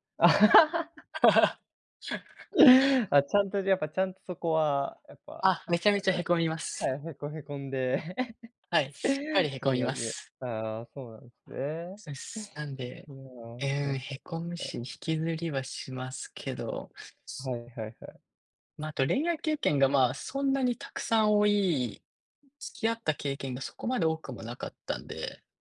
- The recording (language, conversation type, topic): Japanese, unstructured, 悲しみを乗り越えるために何が必要だと思いますか？
- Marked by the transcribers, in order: laugh; unintelligible speech; chuckle; unintelligible speech; other background noise